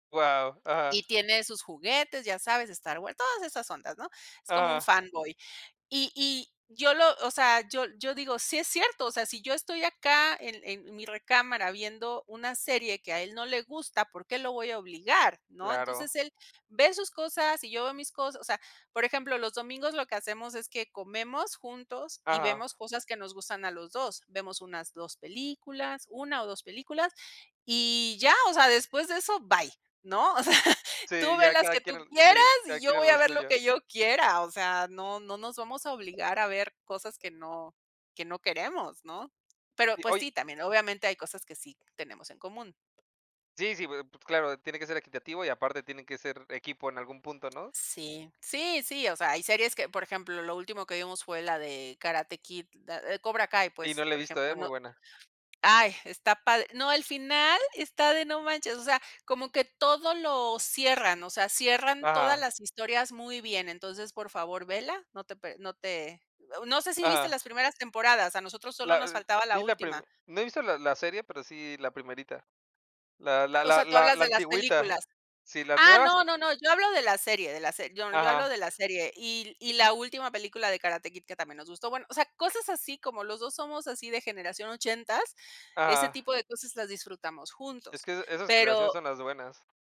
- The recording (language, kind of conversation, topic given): Spanish, unstructured, ¿Crees que las relaciones tóxicas afectan mucho la salud mental?
- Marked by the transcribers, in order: tapping; laughing while speaking: "O sea"; other background noise